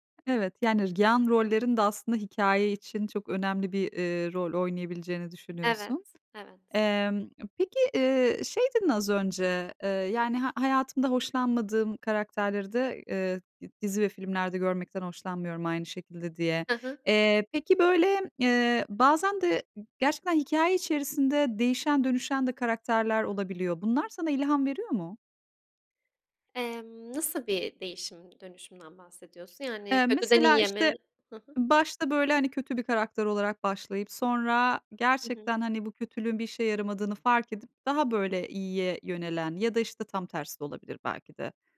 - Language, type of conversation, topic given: Turkish, podcast, Hangi dizi karakteriyle özdeşleşiyorsun, neden?
- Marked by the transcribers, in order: tapping